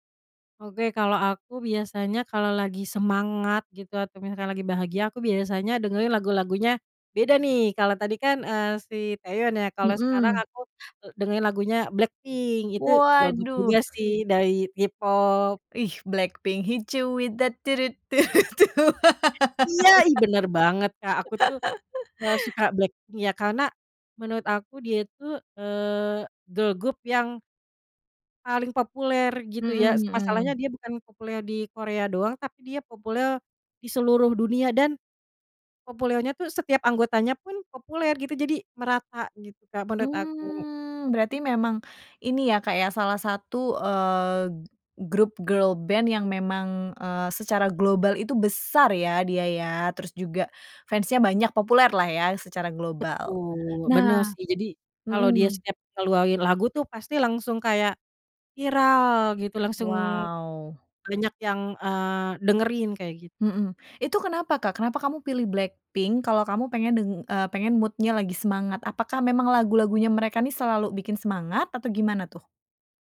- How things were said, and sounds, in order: in English: "girl group"; singing: "Hit you with that, du du, du du, du"; in English: "Hit you with that"; laughing while speaking: "du du, du"; laugh; in English: "girl group"; in English: "girl band"; in English: "mood-nya"
- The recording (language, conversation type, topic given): Indonesian, podcast, Bagaimana perubahan suasana hatimu memengaruhi musik yang kamu dengarkan?